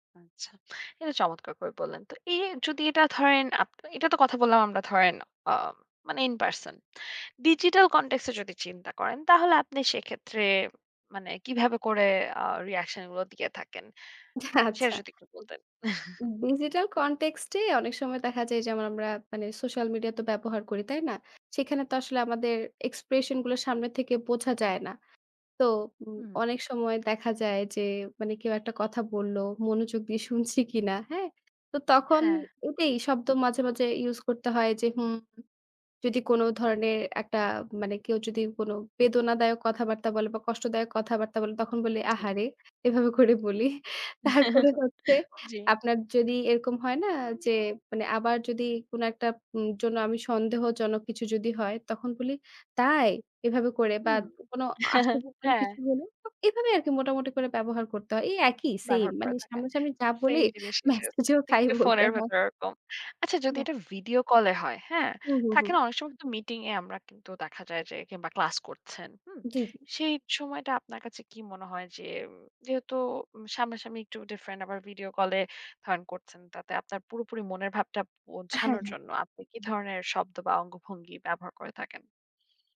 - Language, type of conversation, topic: Bengali, podcast, আপনি যে মন দিয়ে শুনছেন, তা বোঝাতে সাধারণত কী কী শব্দ বা অঙ্গভঙ্গি ব্যবহার করেন?
- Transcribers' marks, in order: laughing while speaking: "আচ্ছা"; other background noise; chuckle; horn; tapping; laughing while speaking: "এভাবে করে বলি"; chuckle; laughing while speaking: "জ্বী"; other noise; chuckle; laughing while speaking: "তাই বলতে হয়"